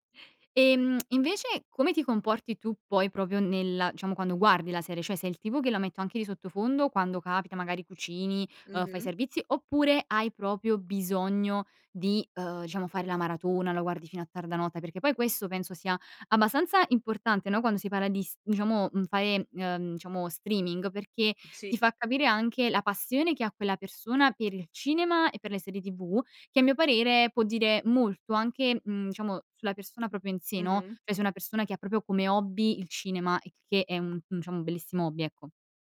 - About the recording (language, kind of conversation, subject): Italian, podcast, Come descriveresti la tua esperienza con la visione in streaming e le maratone di serie o film?
- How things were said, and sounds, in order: "Cioè" said as "ceh"; "abbastanza" said as "abbassanza"; in English: "hobby"; in English: "hobby"